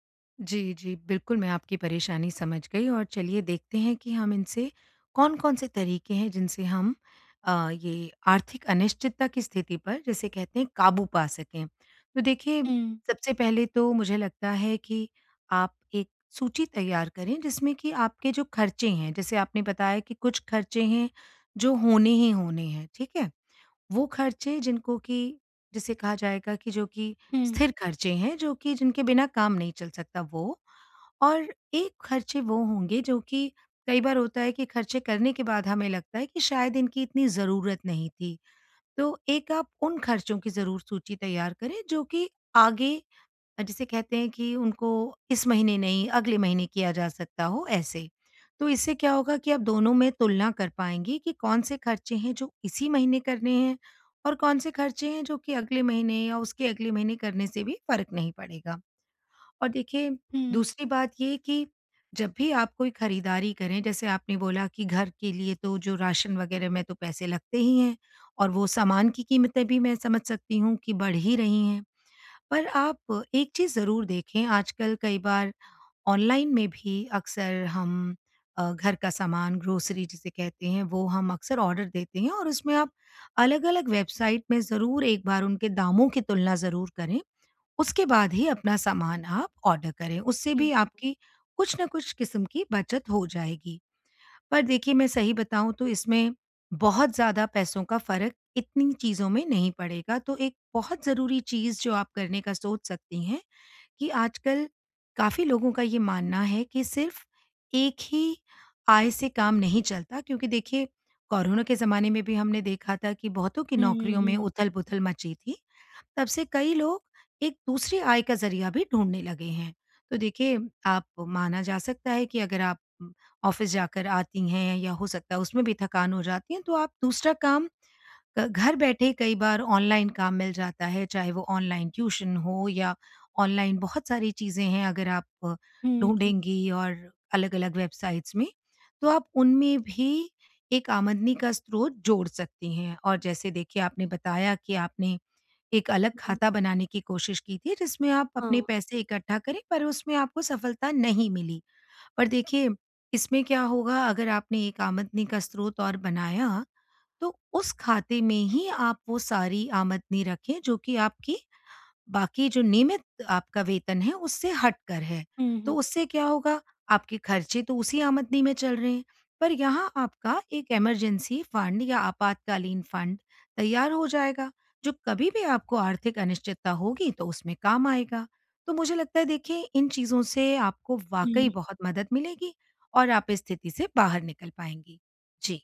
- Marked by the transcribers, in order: in English: "ग्रोसरी"; in English: "ऑर्डर"; in English: "ऑर्डर"; in English: "ऑफ़िस"; in English: "ट्यूशन"; in English: "इमरज़ेसी फंड"; in English: "फंड"
- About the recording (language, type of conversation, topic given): Hindi, advice, आर्थिक अनिश्चितता में अनपेक्षित पैसों के झटकों से कैसे निपटूँ?